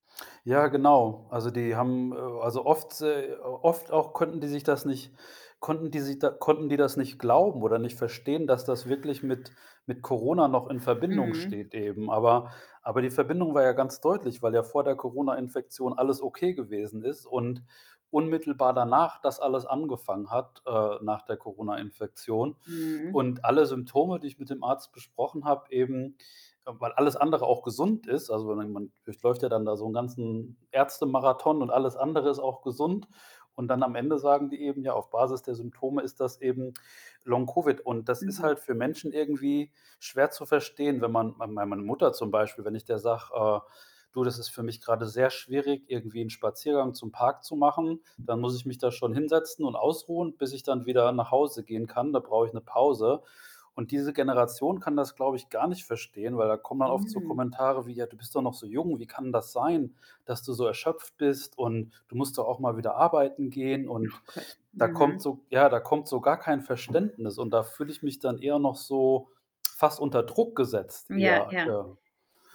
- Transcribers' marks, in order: other background noise; tapping
- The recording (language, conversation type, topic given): German, podcast, Wie wichtig sind soziale Kontakte für dich, wenn du gesund wirst?